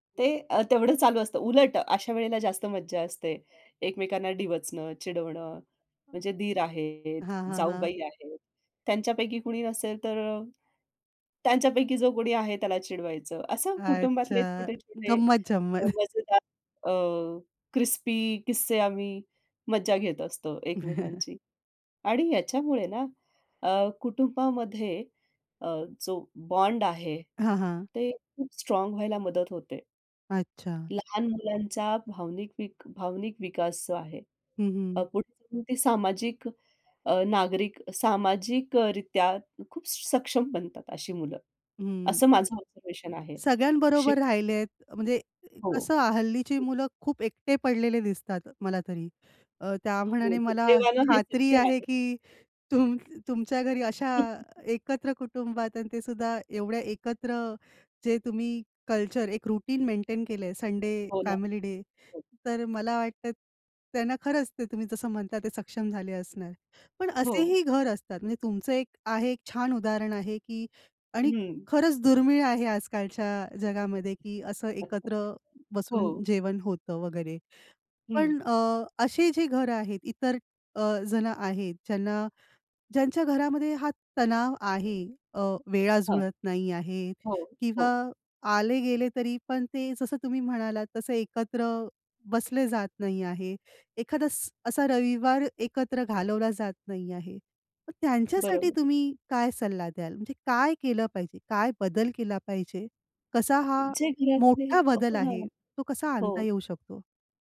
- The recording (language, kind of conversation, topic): Marathi, podcast, एकत्र वेळ घालवणं कुटुंबात किती गरजेचं आहे?
- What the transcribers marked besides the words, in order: other noise; laughing while speaking: "अच्छा. गंमत-जंमत"; chuckle; in English: "क्रिस्पी"; chuckle; in English: "बॉन्ड"; in English: "स्ट्राँग"; in English: "ऑब्झर्वेशन"; other background noise; chuckle; in English: "कल्चर"; in English: "रुटीन मेंटेन"; in English: "संडे फॅमिली डे"; chuckle; unintelligible speech